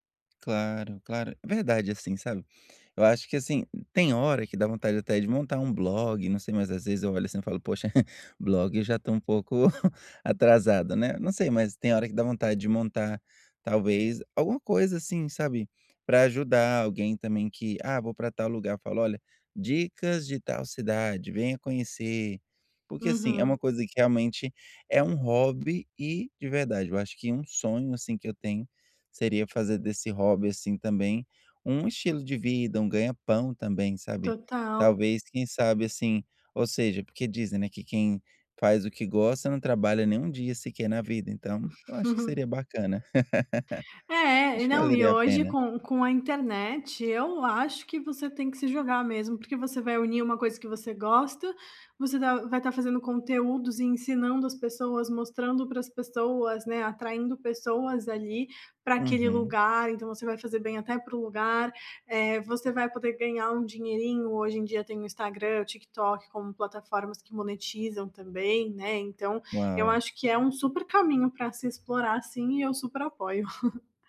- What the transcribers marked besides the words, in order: tapping; chuckle; chuckle; laugh; chuckle
- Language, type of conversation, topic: Portuguese, advice, Como posso explorar lugares novos quando tenho pouco tempo livre?
- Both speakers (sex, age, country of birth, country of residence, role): female, 25-29, Brazil, Italy, advisor; male, 30-34, Brazil, United States, user